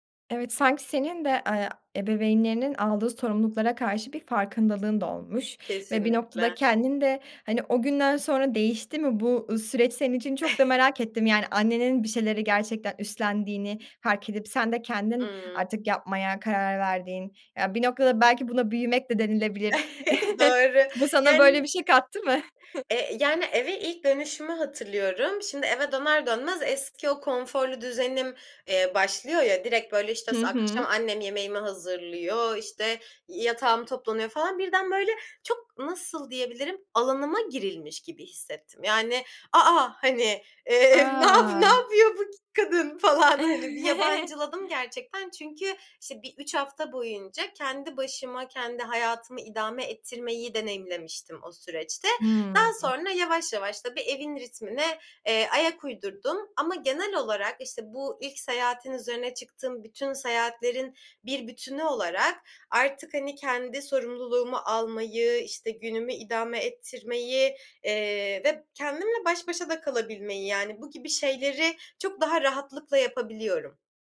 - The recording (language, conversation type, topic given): Turkish, podcast, Tek başına seyahat etmekten ne öğrendin?
- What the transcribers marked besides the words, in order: other background noise; giggle; chuckle; tapping; laughing while speaking: "nap napıyor bu kadın falan"; drawn out: "A!"; chuckle